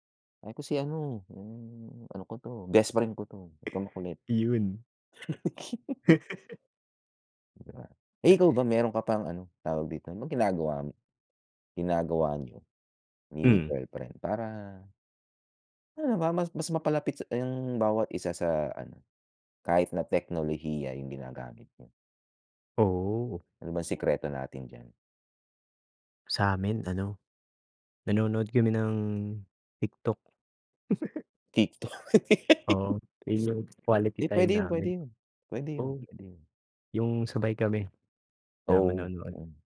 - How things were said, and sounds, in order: chuckle; laugh; laughing while speaking: "Tiktok"
- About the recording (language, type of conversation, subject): Filipino, unstructured, Ano ang epekto ng teknolohiya sa ugnayan ng pamilya?